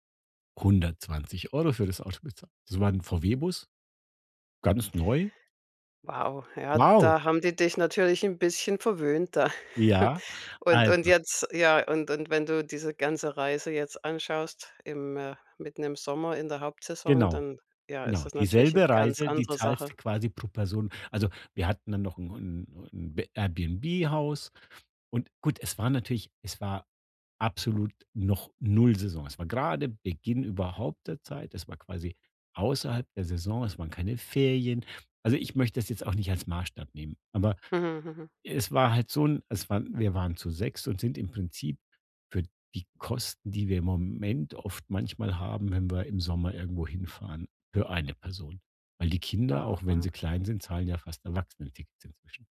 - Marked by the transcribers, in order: chuckle; other background noise
- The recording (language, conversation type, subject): German, advice, Wie kann ich meinen Urlaub budgetfreundlich planen und dabei sparen, ohne auf Spaß und Erholung zu verzichten?